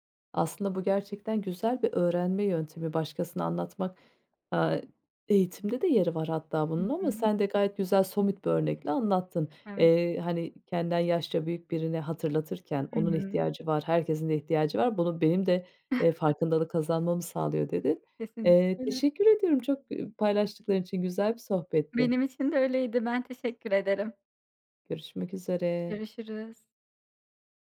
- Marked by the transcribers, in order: chuckle
- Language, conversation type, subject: Turkish, podcast, Gün içinde su içme alışkanlığını nasıl geliştirebiliriz?